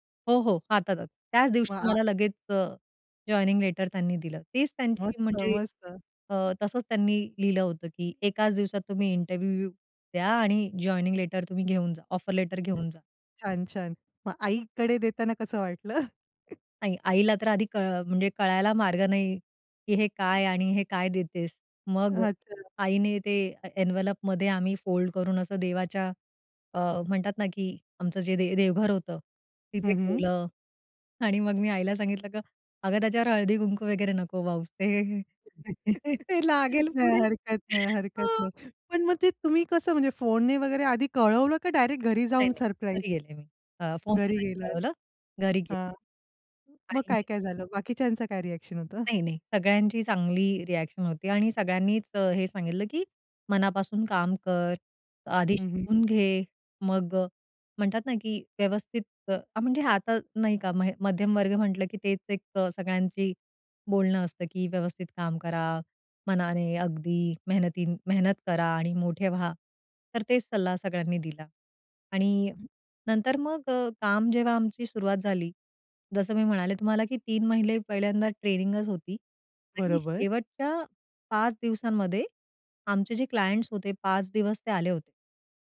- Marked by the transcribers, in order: in English: "जॉइनिंग लेटर"; other background noise; in English: "इंटरव्ह्यू"; in English: "जॉइनिंग लेटर"; in English: "ऑफर लेटर"; in English: "एन्व्हलपमध्ये"; in English: "फोल्ड"; chuckle; laughing while speaking: "नाही हरकत नाही, हरकत नाही"; laughing while speaking: "ते ते लागेल पुढे हो"; in English: "रिएक्शन"; in English: "रिएक्शन"; in English: "क्लायंट्स"
- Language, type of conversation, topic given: Marathi, podcast, पहिली नोकरी तुम्हाला कशी मिळाली आणि त्याचा अनुभव कसा होता?